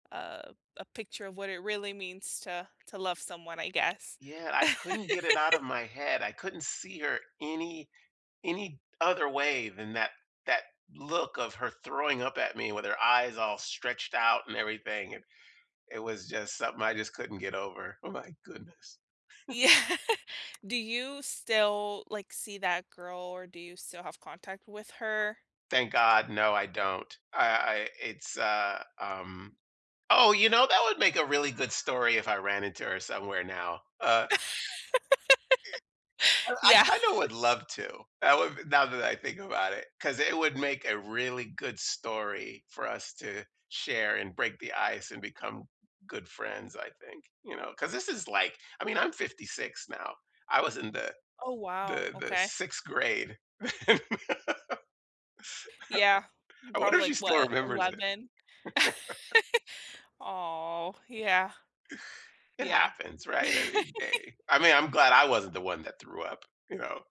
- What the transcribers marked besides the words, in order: laugh; laughing while speaking: "Yeah"; chuckle; other background noise; laugh; laughing while speaking: "Yeah"; laugh; laugh; laugh; laugh; drawn out: "Aw"; laugh
- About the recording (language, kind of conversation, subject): English, unstructured, What’s a childhood memory that still makes you cringe?